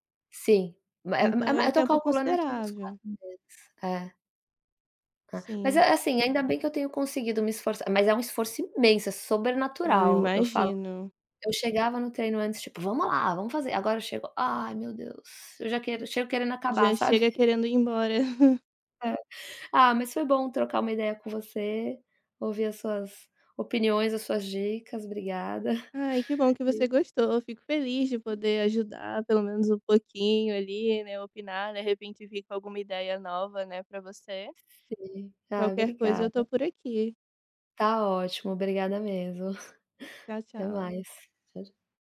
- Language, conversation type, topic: Portuguese, advice, Como você tem se adaptado às mudanças na sua saúde ou no seu corpo?
- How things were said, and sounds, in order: other noise; chuckle; chuckle; chuckle